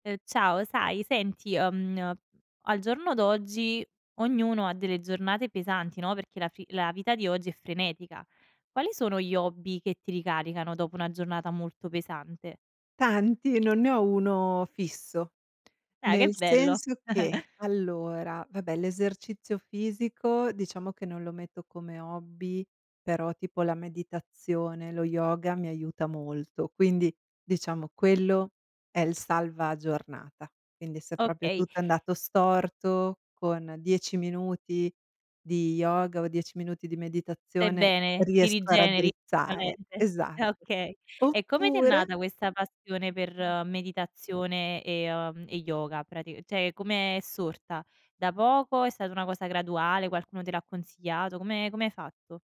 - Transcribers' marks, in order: other background noise; drawn out: "uno"; chuckle; "proprio" said as "propio"; "cioè" said as "ceh"; drawn out: "è"
- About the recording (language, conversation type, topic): Italian, podcast, Quali hobby ti ricaricano dopo una giornata pesante?